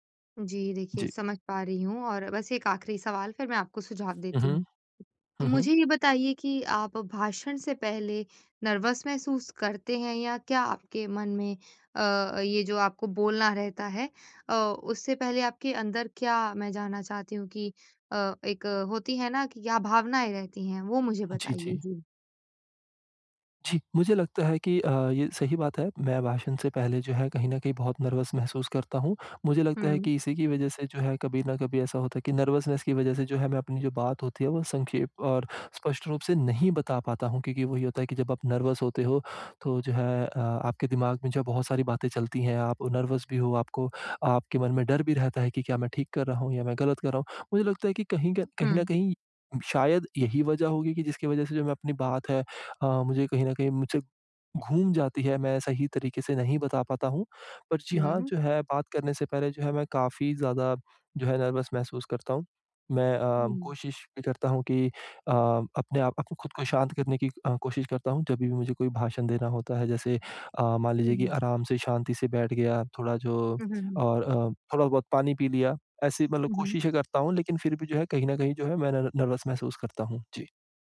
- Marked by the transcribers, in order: in English: "नर्वस"; in English: "नर्वस"; in English: "नर्वसनेस"; in English: "नर्वस"; in English: "नर्वस"; in English: "नर्वस"; in English: "नर नर्वस"
- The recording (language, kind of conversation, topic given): Hindi, advice, मैं अपनी बात संक्षेप और स्पष्ट रूप से कैसे कहूँ?